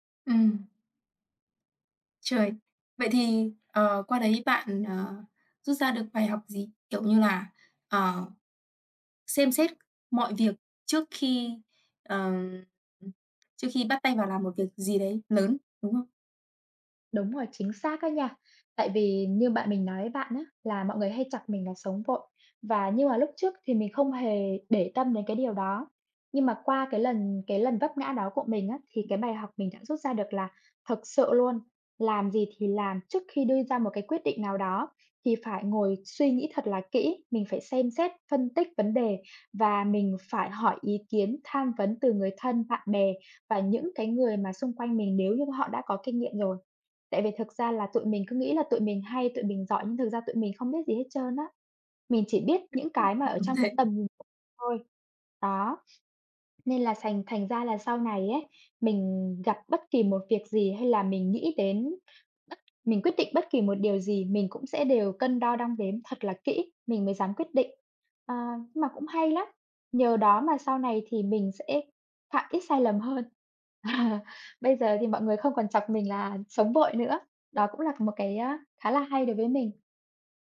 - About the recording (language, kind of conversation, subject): Vietnamese, unstructured, Bạn đã học được bài học quý giá nào từ một thất bại mà bạn từng trải qua?
- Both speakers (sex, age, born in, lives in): female, 20-24, Vietnam, Vietnam; female, 25-29, Vietnam, Vietnam
- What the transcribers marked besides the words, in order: tapping; other background noise; other noise; unintelligible speech; laughing while speaking: "Ờ"